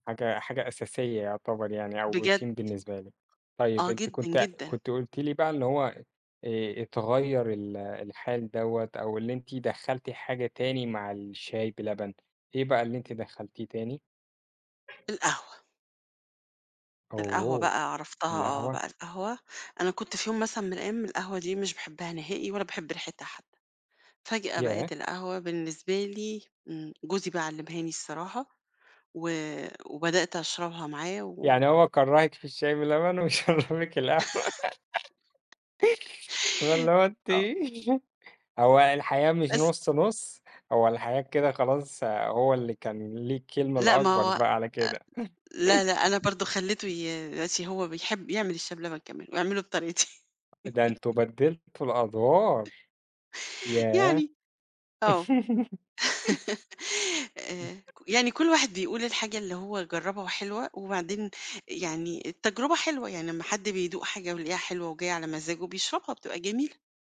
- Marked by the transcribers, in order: in English: "Routine"; other background noise; laughing while speaking: "وشرّبِك القهوة"; chuckle; laugh; laughing while speaking: "واللي هو أنتِ"; other noise; laugh; tapping; laugh; laugh
- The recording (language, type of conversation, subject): Arabic, podcast, قهوة ولا شاي الصبح؟ إيه السبب؟
- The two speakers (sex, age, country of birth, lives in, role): female, 50-54, Egypt, Portugal, guest; male, 25-29, Egypt, Egypt, host